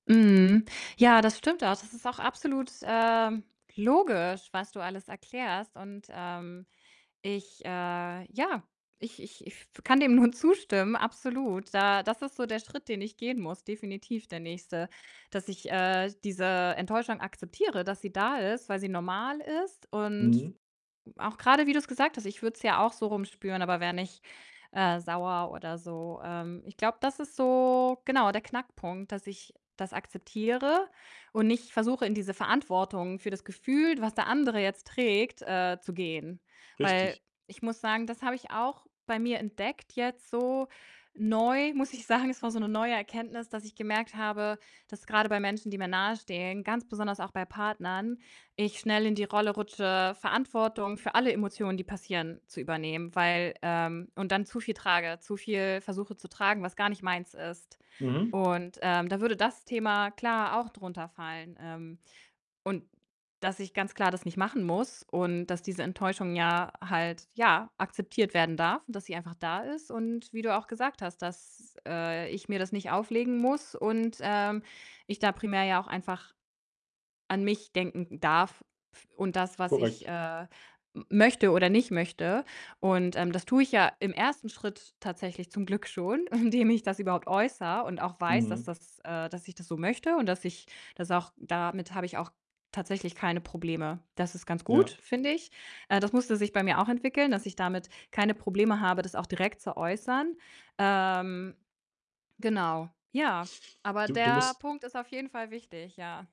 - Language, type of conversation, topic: German, advice, Wie kann ich mit Schuldgefühlen umgehen, wenn ich Anfragen von Freunden oder Familie ablehne?
- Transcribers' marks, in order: distorted speech; tapping; laughing while speaking: "nur"; other background noise; laughing while speaking: "muss ich sagen"; static; laughing while speaking: "indem"